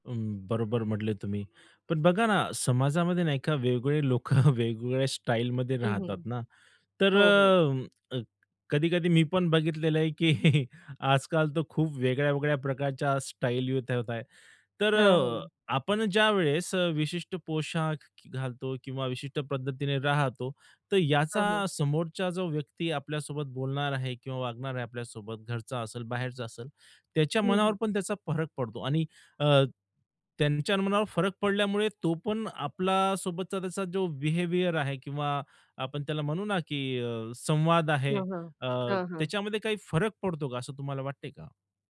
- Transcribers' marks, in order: laughing while speaking: "लोकं"; tapping; chuckle; other background noise; unintelligible speech; in English: "बिहेवियर"
- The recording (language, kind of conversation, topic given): Marathi, podcast, तुझ्या मते शैलीमुळे आत्मविश्वासावर कसा परिणाम होतो?